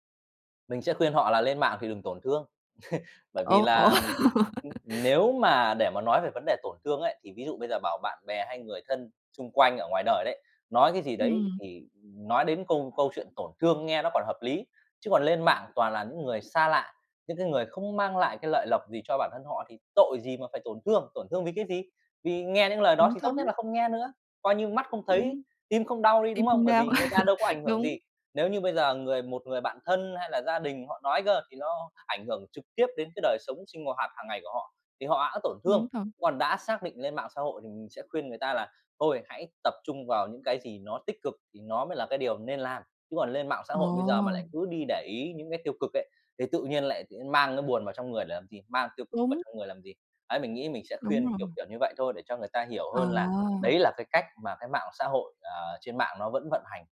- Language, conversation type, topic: Vietnamese, podcast, Hãy kể một lần bạn đã xử lý bình luận tiêu cực trên mạng như thế nào?
- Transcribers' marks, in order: laugh; other background noise; tapping; laughing while speaking: "ủa?"; laugh; laughing while speaking: "đau"; laugh